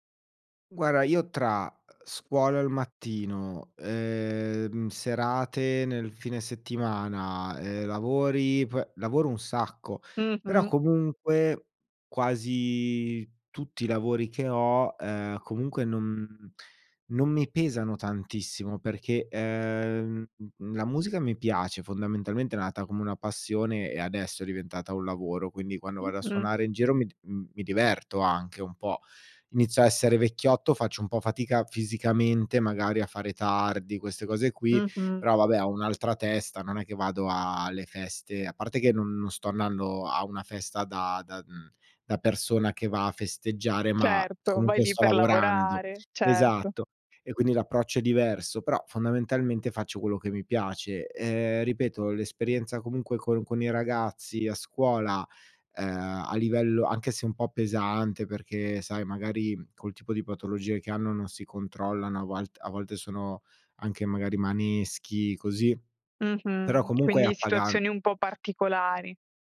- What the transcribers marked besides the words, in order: "Guarda" said as "guara"
- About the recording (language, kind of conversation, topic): Italian, podcast, Cosa conta di più per te nella carriera: lo stipendio o il benessere?